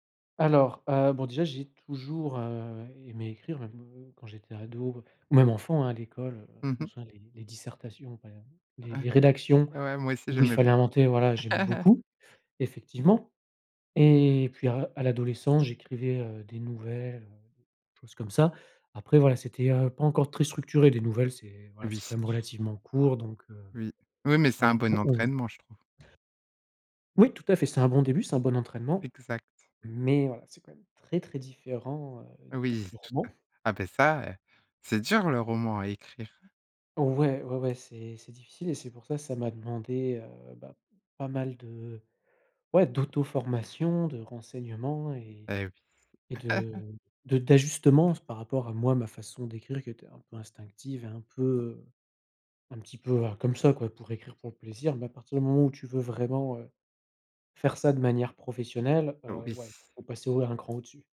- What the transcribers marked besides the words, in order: laugh; tapping; unintelligible speech; chuckle
- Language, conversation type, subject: French, podcast, Quelle compétence as-tu apprise en autodidacte ?